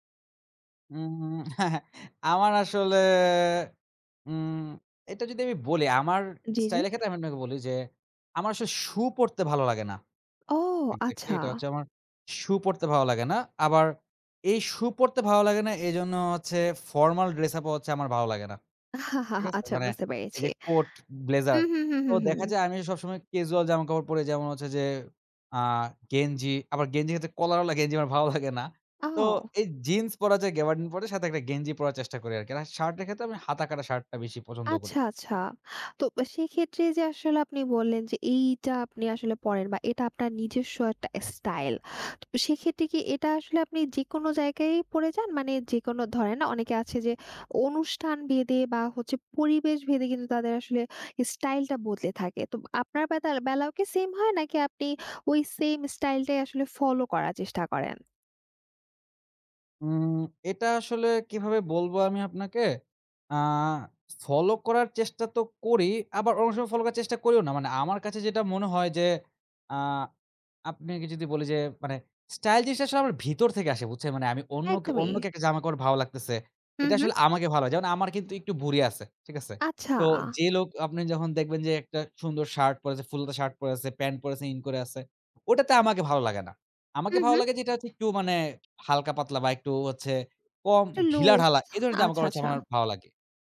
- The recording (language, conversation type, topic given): Bengali, podcast, স্টাইল বদলানোর ভয় কীভাবে কাটিয়ে উঠবেন?
- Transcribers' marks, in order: chuckle; drawn out: "আসলে"; chuckle; in English: "casual"; laughing while speaking: "লাগে না"; "স্টাইল" said as "এসস্টাইল"; tapping